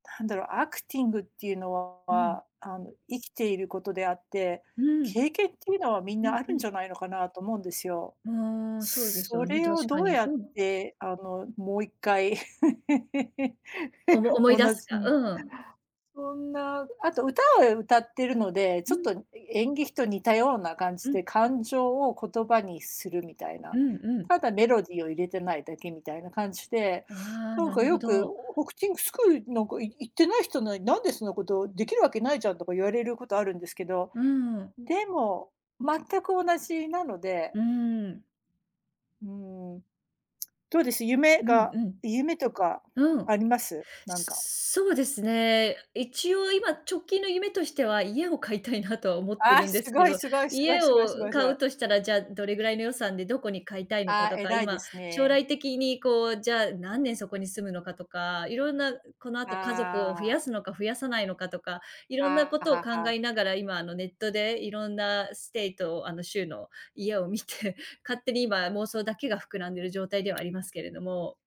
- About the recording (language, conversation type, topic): Japanese, unstructured, 夢が叶ったら、一番最初に何をしたいですか？
- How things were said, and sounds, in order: laugh; "演劇" said as "えんげひ"; other background noise; tapping; in English: "state"